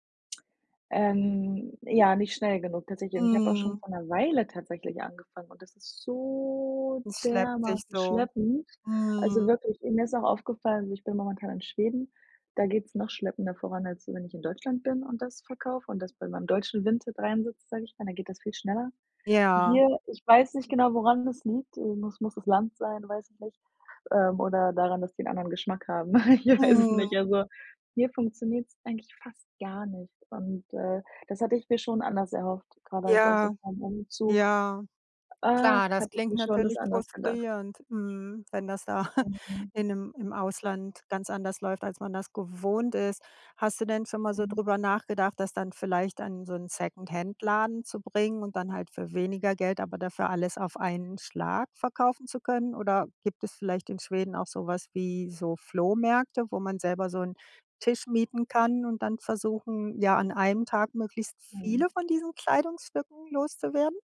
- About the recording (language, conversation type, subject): German, advice, Wie kann ich Ordnung schaffen, wenn meine Wohnung voller Dinge ist, die ich kaum benutze?
- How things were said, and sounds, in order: stressed: "'ner Weile"; drawn out: "so"; laughing while speaking: "Ich weiß es nicht"; chuckle; stressed: "gewohnt"; stressed: "viele"